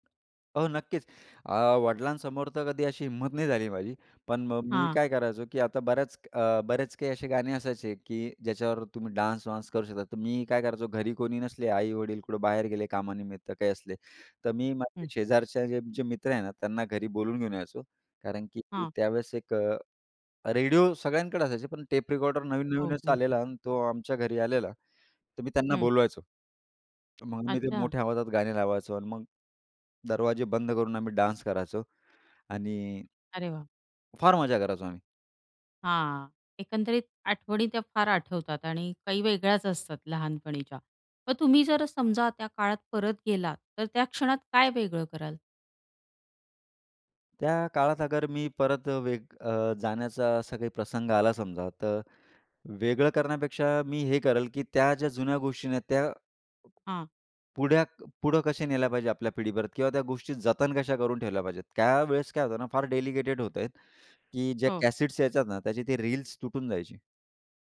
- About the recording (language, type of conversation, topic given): Marathi, podcast, जुनं गाणं ऐकताना कोणती आठवण परत येते?
- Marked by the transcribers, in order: tapping; in English: "डान्स"; in English: "डान्स"; in English: "डेलिकेटेड"